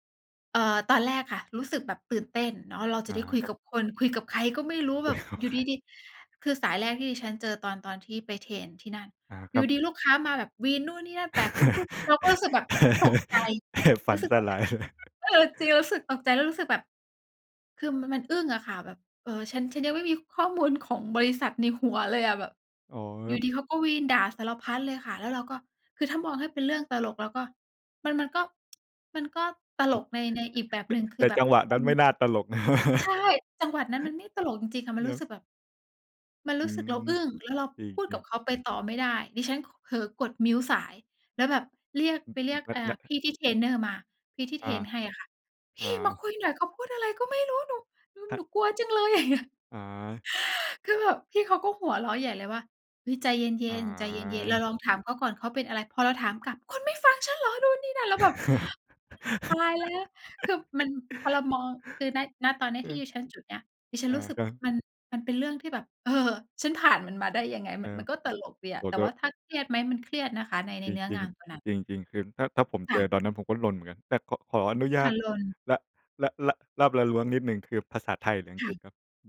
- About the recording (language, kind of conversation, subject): Thai, unstructured, การเรียนรู้ที่สนุกที่สุดในชีวิตของคุณคืออะไร?
- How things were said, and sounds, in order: laughing while speaking: "ไม่รู้ใคร"; laugh; laughing while speaking: "ฝันสลายเลย"; tsk; laugh; laughing while speaking: "อย่างเงี้ย"; gasp; laugh